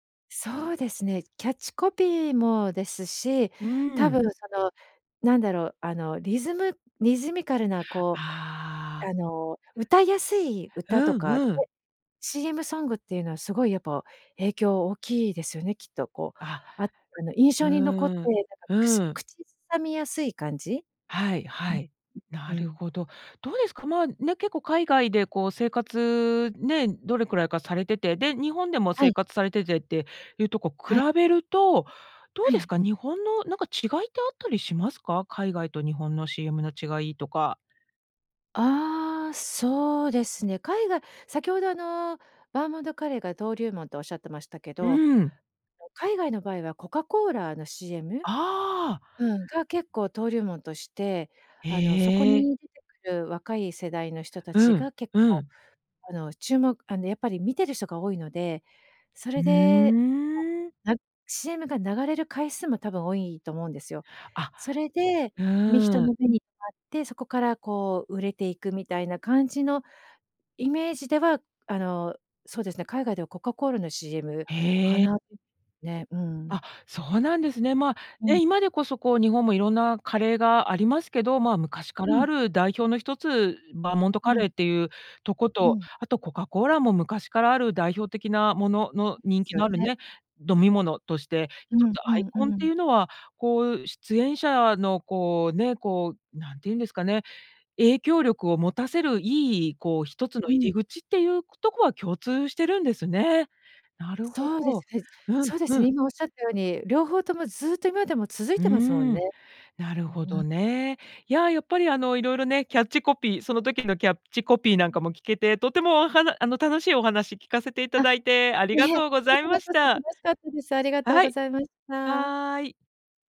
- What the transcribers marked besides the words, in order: unintelligible speech; "バーモントカレー" said as "バーモンドカレー"; unintelligible speech; drawn out: "うーん"; other noise; unintelligible speech
- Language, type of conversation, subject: Japanese, podcast, 懐かしいCMの中で、いちばん印象に残っているのはどれですか？